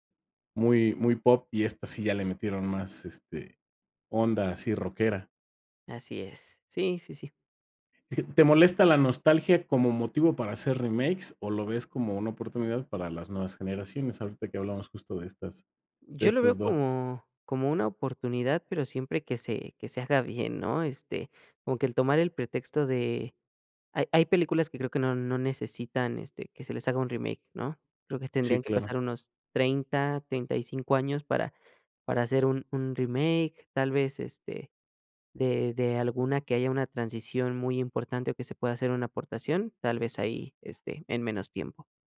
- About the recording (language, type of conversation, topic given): Spanish, podcast, ¿Te gustan más los remakes o las historias originales?
- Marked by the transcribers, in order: other background noise